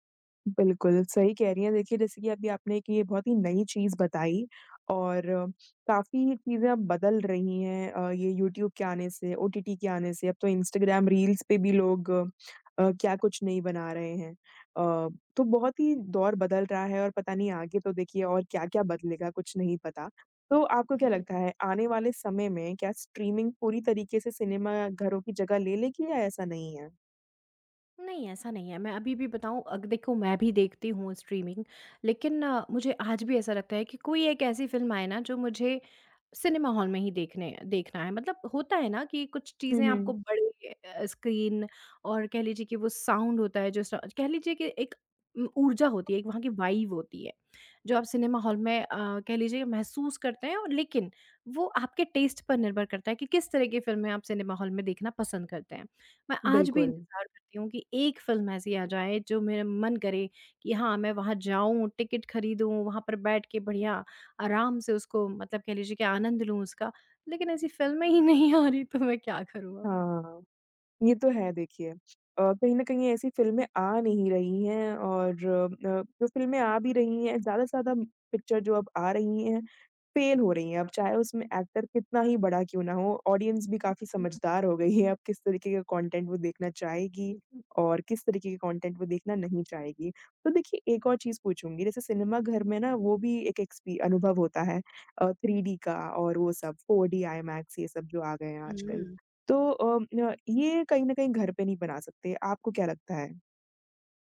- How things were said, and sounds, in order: tapping; in English: "स्ट्रीमिंग"; in English: "स्ट्रीमिंग"; in English: "साउंड"; in English: "वाइब"; in English: "टेस्ट"; laughing while speaking: "नहीं आ रही, तो मैं क्या करूँ अब?"; in English: "फेल"; in English: "एक्टर"; in English: "ऑडियंस"; other noise; laughing while speaking: "हो गई है। अब"; in English: "कंटेंट"; unintelligible speech; in English: "कंटेंट"; other background noise
- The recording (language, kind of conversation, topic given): Hindi, podcast, स्ट्रीमिंग ने सिनेमा के अनुभव को कैसे बदला है?